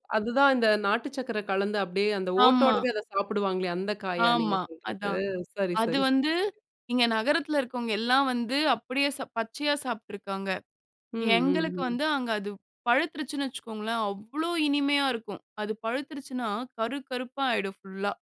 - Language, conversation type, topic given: Tamil, podcast, ஒரு விவசாய கிராமத்தைப் பார்வையிடும் அனுபவம் பற்றி சொல்லுங்க?
- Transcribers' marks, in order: none